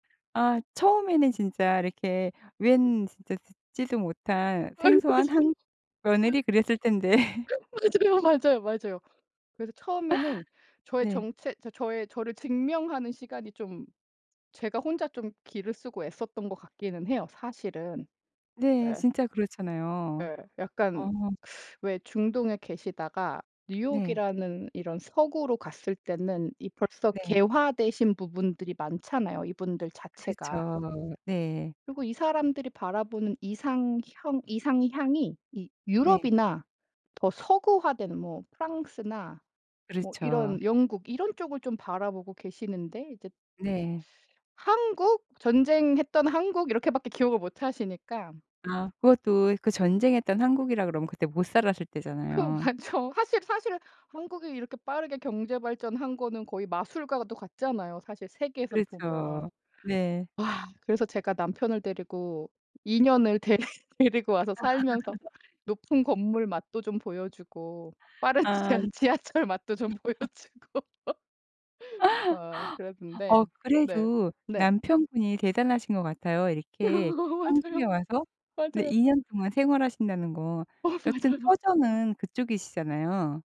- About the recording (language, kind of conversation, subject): Korean, podcast, 함께 요리하면 사람 사이의 관계가 어떻게 달라지나요?
- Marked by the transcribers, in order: other background noise; laughing while speaking: "아이 맞아요"; laugh; laughing while speaking: "맞아요"; unintelligible speech; laughing while speaking: "그 맞죠"; tapping; laugh; laughing while speaking: "데리"; laughing while speaking: "빠른"; laugh; laughing while speaking: "보여주고"; laugh; laugh; laughing while speaking: "맞아요. 맞아요"; laughing while speaking: "어 맞아요"